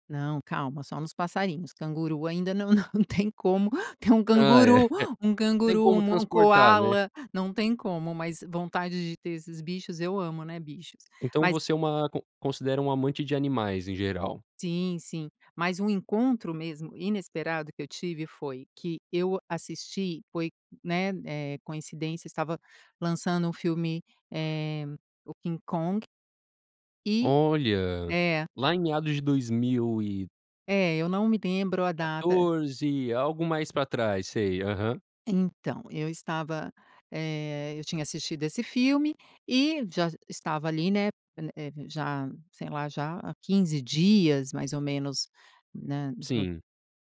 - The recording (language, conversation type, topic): Portuguese, podcast, Como foi o encontro inesperado que você teve durante uma viagem?
- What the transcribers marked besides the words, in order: chuckle